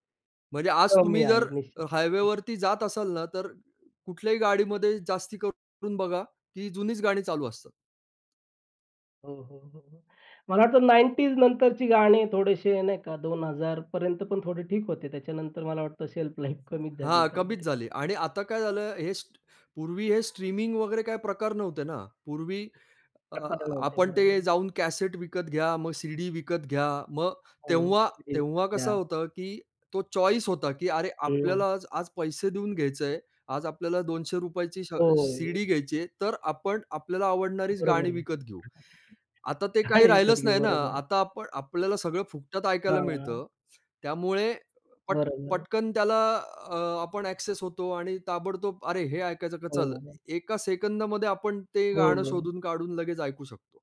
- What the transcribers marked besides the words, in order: in English: "शेल्फलाईफ"; horn; unintelligible speech; other background noise; unintelligible speech; unintelligible speech; laughing while speaking: "आणि विकत घेऊ"; other noise; in English: "अ‍ॅक्सेस"
- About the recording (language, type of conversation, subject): Marathi, podcast, गाणी शोधताना तुम्हाला अल्गोरिदमच्या सूचना अधिक महत्त्वाच्या वाटतात की मित्रांची शिफारस?